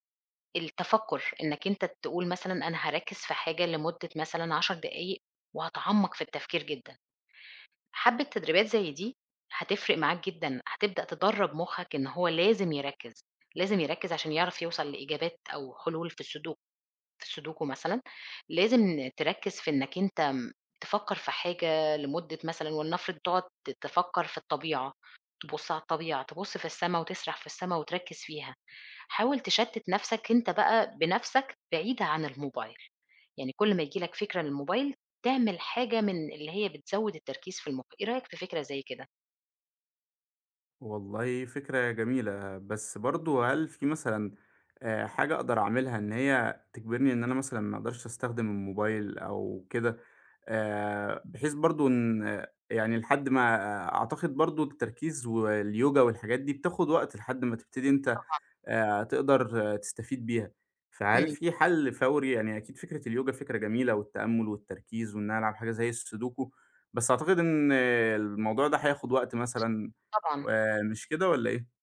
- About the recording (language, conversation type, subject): Arabic, advice, إزاي أتعامل مع أفكار قلق مستمرة بتقطع تركيزي وأنا بكتب أو ببرمج؟
- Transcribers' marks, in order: none